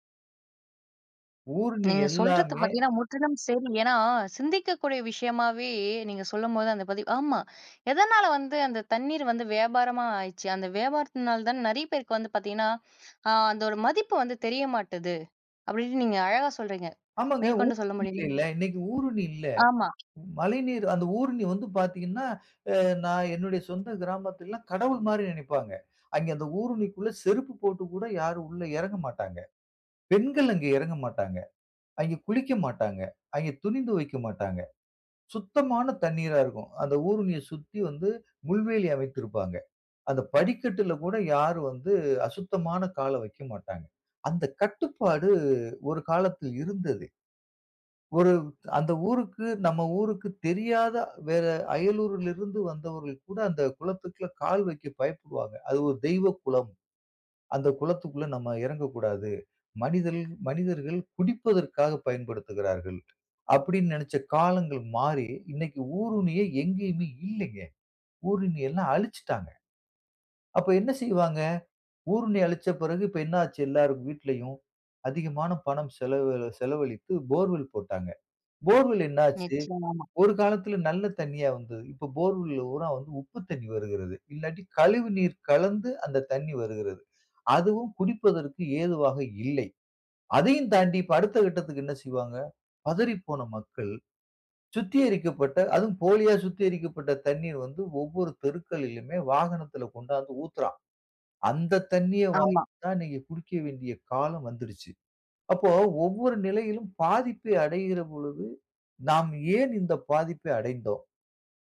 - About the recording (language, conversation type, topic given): Tamil, podcast, நீரைப் பாதுகாக்க மக்கள் என்ன செய்ய வேண்டும் என்று நீங்கள் நினைக்கிறீர்கள்?
- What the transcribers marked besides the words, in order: other background noise; unintelligible speech; other noise